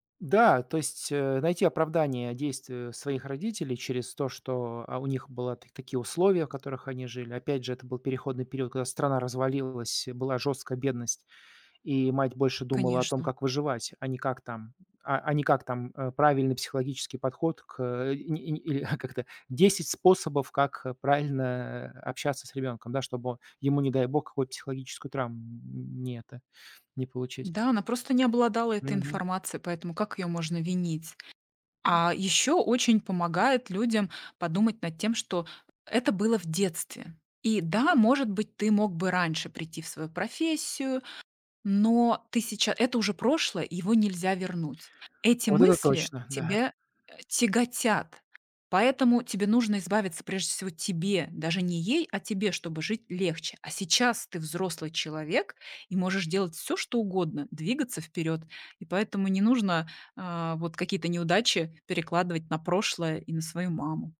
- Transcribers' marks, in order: none
- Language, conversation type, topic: Russian, advice, Какие обиды и злость мешают вам двигаться дальше?